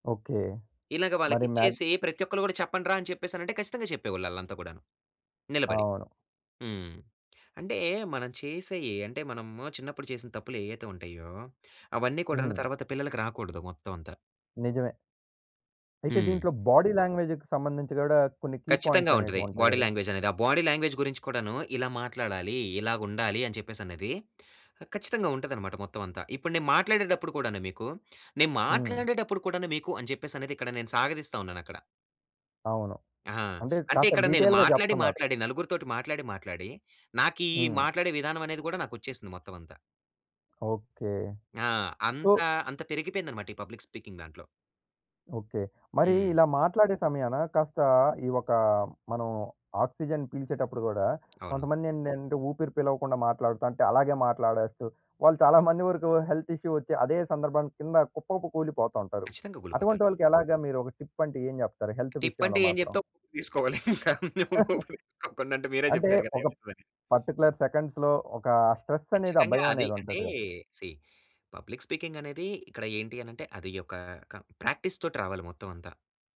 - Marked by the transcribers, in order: in English: "మ్యాడ్"; tapping; in English: "బాడీ లాంగ్వేజ్‌కి"; in English: "కీ పాయింట్స్"; in English: "బాడీ లాంగ్వేజ్"; in English: "బాడీ లాంగ్వేజ్"; lip smack; in English: "డీటెయిల్‌గా"; in English: "సో"; in English: "పబ్లిక్ స్పీకింగ్"; in English: "ఆక్సిజన్"; in English: "హెల్త్ ఇష్యూ"; in English: "టిప్"; in English: "హెల్త్"; in English: "టిప్"; laughing while speaking: "ఇంకా ఊపిరి కూడా తీసుకోకుండా అంటే మీరే చెప్పారు కదా! లేదు అని"; chuckle; in English: "పర్టిక్యులర్ సెకండ్స్‌లో"; in English: "స్ట్రెస్"; in English: "సీ పబ్లిక్"; in English: "ప్రాక్టీస్‌తోటి"
- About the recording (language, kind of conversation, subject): Telugu, podcast, పబ్లిక్ స్పీకింగ్‌లో ధైర్యం పెరగడానికి మీరు ఏ చిట్కాలు సూచిస్తారు?